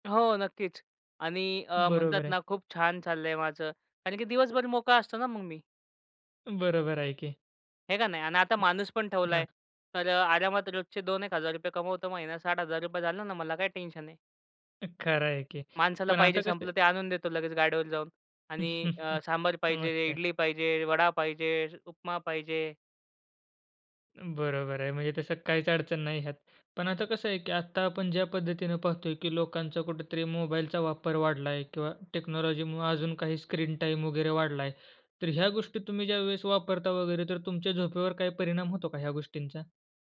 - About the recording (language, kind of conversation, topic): Marathi, podcast, झोपण्यापूर्वी तुमची छोटीशी दिनचर्या काय असते?
- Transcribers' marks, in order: tapping; other noise; chuckle; in English: "टेक्नॉलॉजीमूळे"